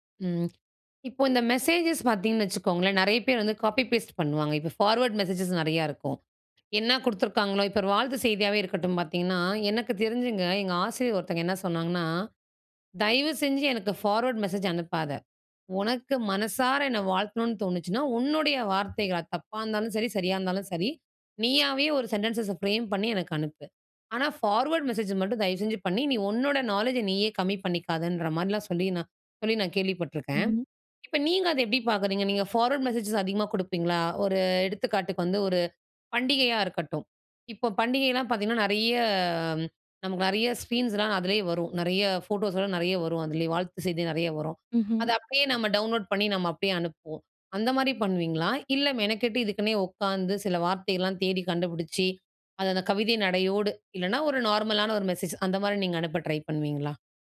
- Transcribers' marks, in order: in English: "காப்பி பேஸ்ட்"; in English: "ஃபார்வர்ட் மெசேஜஸ்"; in English: "ஃபார்வர்ட் மெசேஜ்"; in English: "சென்டென்ஸஸை ஃப்ரேம்"; in English: "ஃபார்வர்ட் மெசேஜ"; in English: "ஃபார்வர்ட் மெசேஜஸ்"; in English: "டவுன்லோட்"
- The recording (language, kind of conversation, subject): Tamil, podcast, நீங்கள் செய்தி வந்தவுடன் உடனே பதிலளிப்பீர்களா?